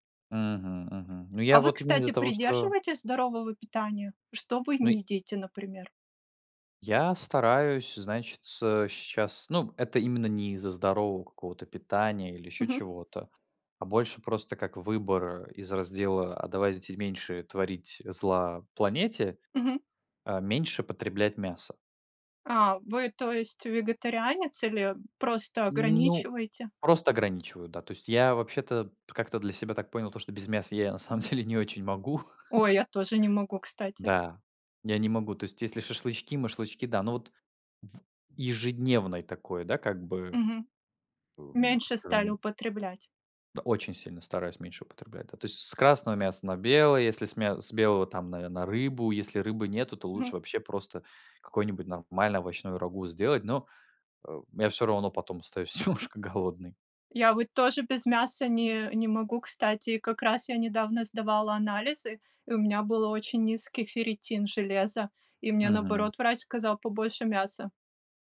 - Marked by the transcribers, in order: other background noise; laughing while speaking: "на самом деле не очень могу"; laugh; laughing while speaking: "немножко"
- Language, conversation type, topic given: Russian, unstructured, Как ты убеждаешь близких питаться более полезной пищей?
- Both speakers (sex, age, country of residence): female, 35-39, Netherlands; male, 20-24, Poland